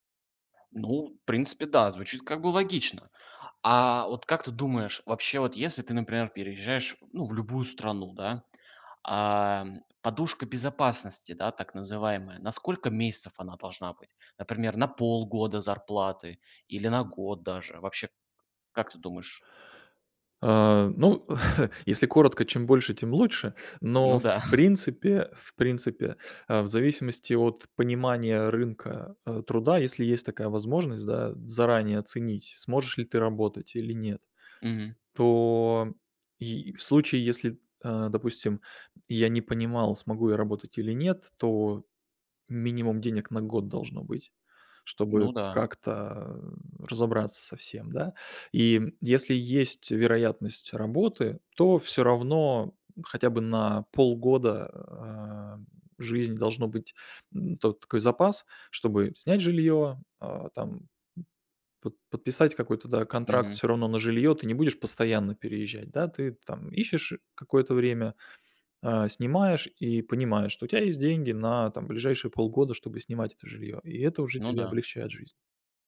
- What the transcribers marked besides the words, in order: other background noise; tapping; chuckle; laughing while speaking: "да"
- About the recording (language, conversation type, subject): Russian, podcast, Как минимизировать финансовые риски при переходе?